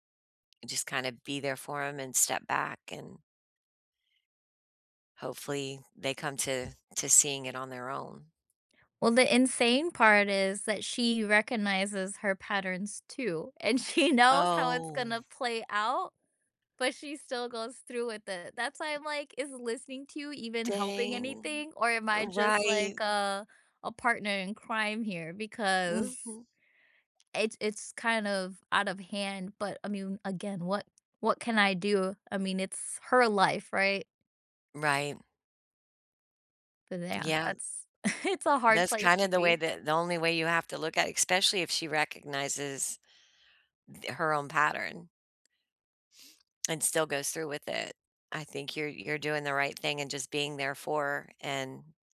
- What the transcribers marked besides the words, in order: laughing while speaking: "she knows"; drawn out: "Oh"; tapping; chuckle
- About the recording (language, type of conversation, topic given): English, unstructured, How can listening help solve conflicts?
- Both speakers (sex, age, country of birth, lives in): female, 30-34, United States, United States; female, 50-54, United States, United States